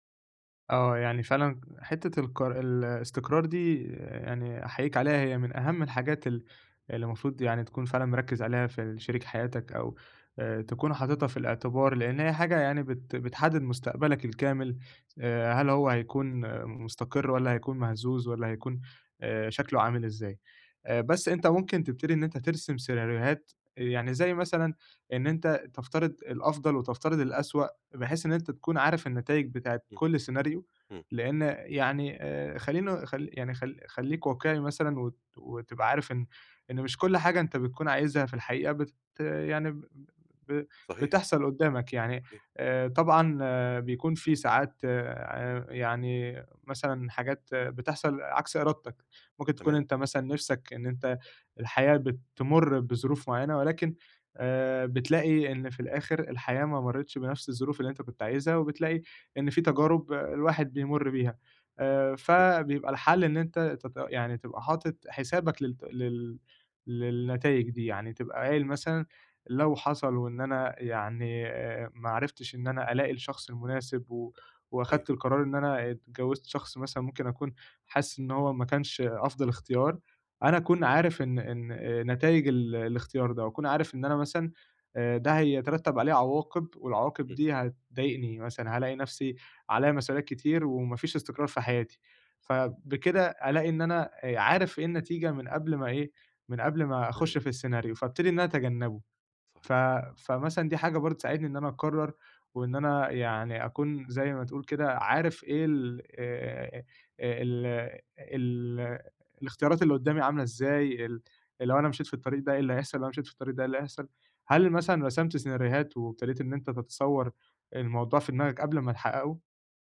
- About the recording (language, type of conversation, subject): Arabic, advice, إزاي أتخيّل نتائج قرارات الحياة الكبيرة في المستقبل وأختار الأحسن؟
- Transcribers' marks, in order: none